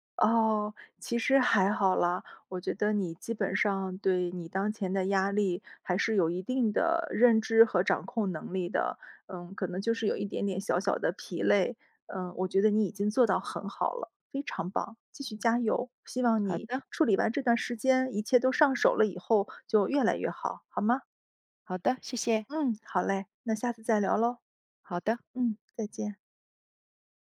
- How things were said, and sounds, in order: none
- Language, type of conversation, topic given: Chinese, advice, 同时处理太多任务导致效率低下时，我该如何更好地安排和完成这些任务？